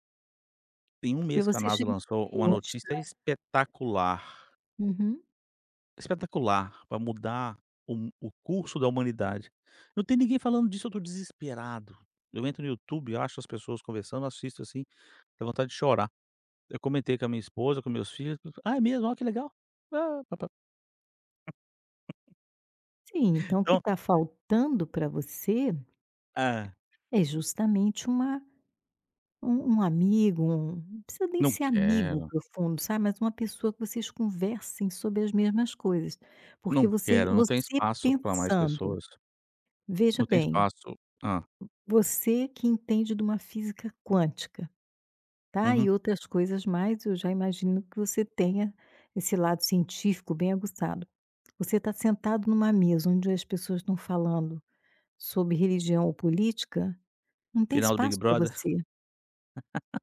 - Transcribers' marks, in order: chuckle; tapping; laugh
- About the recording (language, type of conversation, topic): Portuguese, advice, Por que eu me sinto desconectado e distraído em momentos sociais?